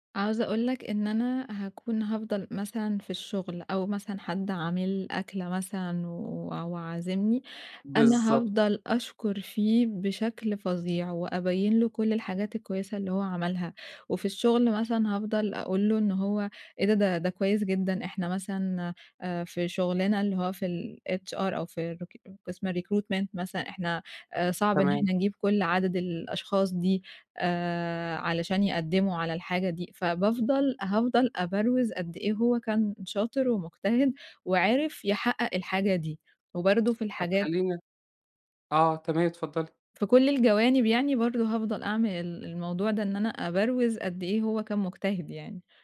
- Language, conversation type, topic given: Arabic, advice, إزاي أتعامل بثقة مع مجاملات الناس من غير ما أحس بإحراج أو انزعاج؟
- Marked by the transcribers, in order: in English: "الHR"; in English: "الrecr"; in English: "الrecruitment"